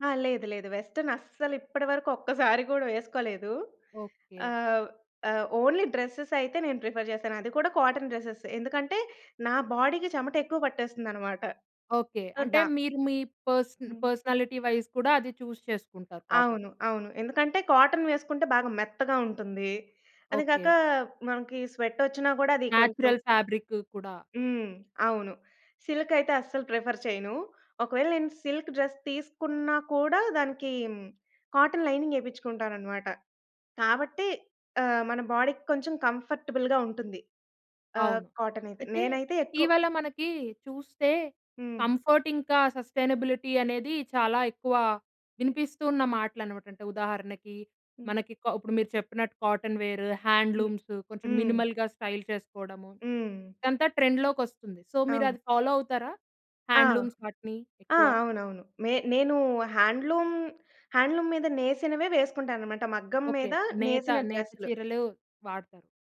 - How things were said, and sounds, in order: in English: "వెస్టర్న్"; in English: "ఓన్లీ డ్రెసెస్"; in English: "ప్రిఫర్"; in English: "కాటన్"; in English: "బాడీకి"; in English: "సో"; in English: "పర్స పర్సనాలిటీ వైస్"; in English: "చూస్"; in English: "కాటన్"; in English: "కాటన్"; in English: "స్వెట్"; in English: "నేచరల్"; in English: "సిల్క్"; in English: "ప్రిఫర్"; in English: "సిల్క్ డ్రెస్"; in English: "కాటన్ లైనింగ్"; in English: "బాడీకి"; in English: "కంఫర్టబుల్‌గా"; in English: "కాటన్"; in English: "కంఫర్ట్"; in English: "సస్టెయినబిలిటీ"; in English: "కాటన్ వేర్, హ్యాండ్లూమ్స్"; in English: "మినిమల్‍గా స్టైల్"; in English: "సో"; in English: "ఫాలో"; in English: "హ్యాండ్లూమ్స్"; in English: "హాండ్లూమ్ హాండ్లూమ్"
- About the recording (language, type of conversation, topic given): Telugu, podcast, మీ దుస్తులు ఎంపిక చేసే సమయంలో మీకు సౌకర్యం ముఖ్యమా, లేక శైలి ముఖ్యమా?